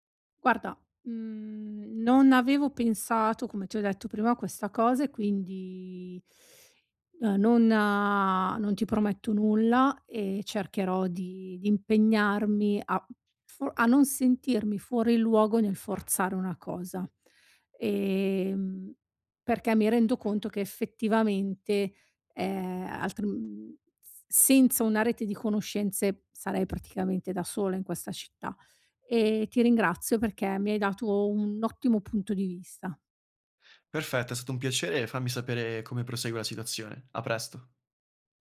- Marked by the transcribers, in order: teeth sucking
- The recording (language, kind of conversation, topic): Italian, advice, Come posso integrarmi in un nuovo gruppo di amici senza sentirmi fuori posto?